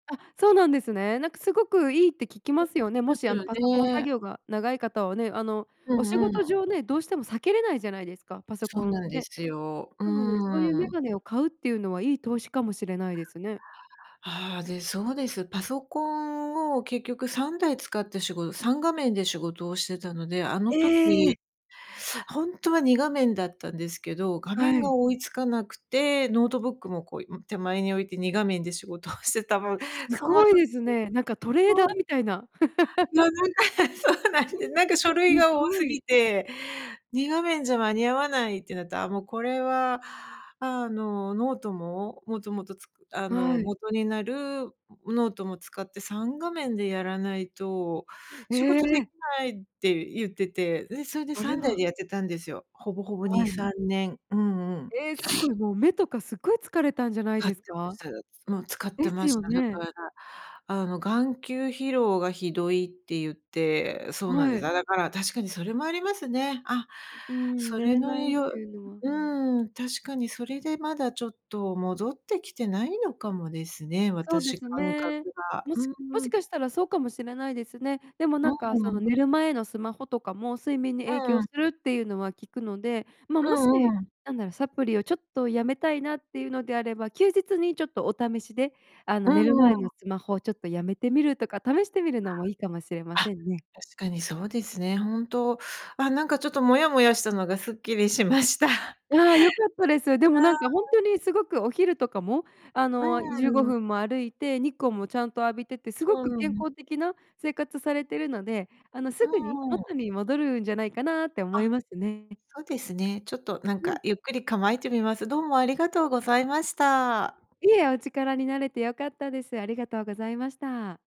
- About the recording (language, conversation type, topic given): Japanese, advice, 睡眠薬やサプリの使用をやめられないことに不安を感じていますが、どうすればよいですか？
- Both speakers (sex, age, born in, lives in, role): female, 25-29, Japan, United States, advisor; female, 50-54, Japan, Japan, user
- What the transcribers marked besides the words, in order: unintelligible speech; laugh; laughing while speaking: "な なんか、え、そうなんです"; sneeze; other noise